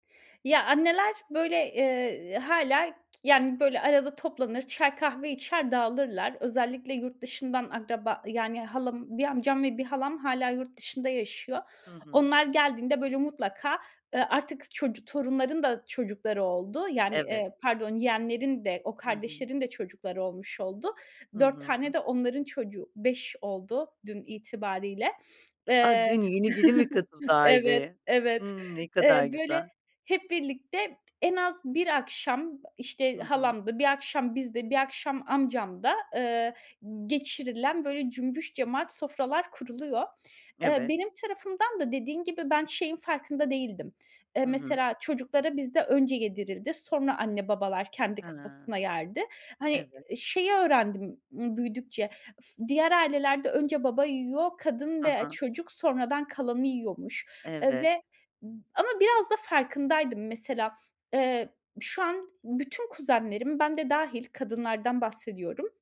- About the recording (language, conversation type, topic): Turkish, podcast, Çocukluğunuz, kendinizi ifade ediş biçiminizi nasıl etkiledi?
- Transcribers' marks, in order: other background noise; chuckle